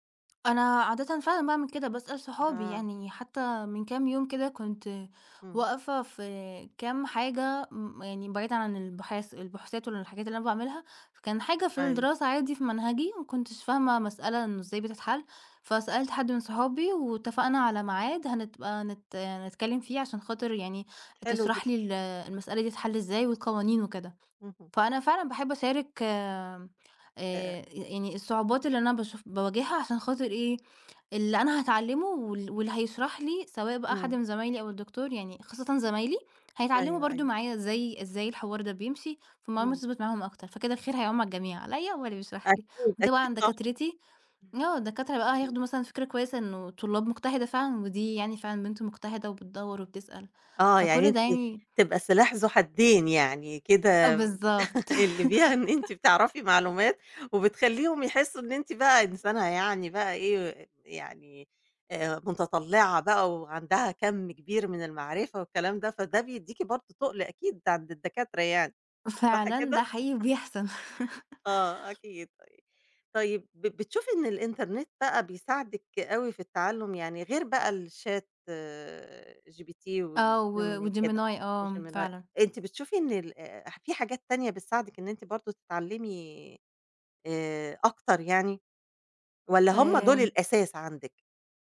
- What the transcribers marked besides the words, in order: chuckle; laughing while speaking: "فيها إن أنتِ بتعرفي معلومات"; laugh; chuckle; tapping
- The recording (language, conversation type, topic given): Arabic, podcast, إيه اللي بيحفزك تفضل تتعلم دايمًا؟